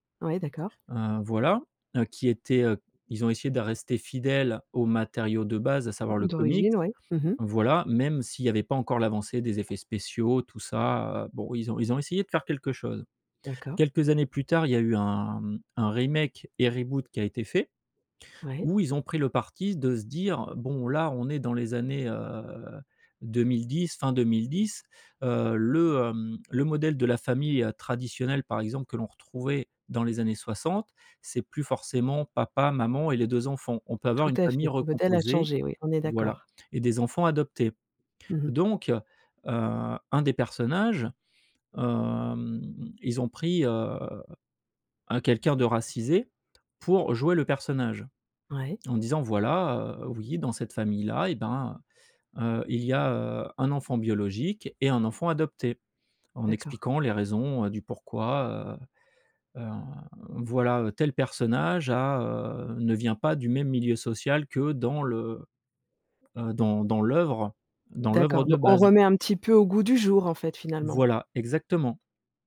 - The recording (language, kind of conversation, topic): French, podcast, Que penses-tu des remakes et des reboots aujourd’hui ?
- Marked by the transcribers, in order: other background noise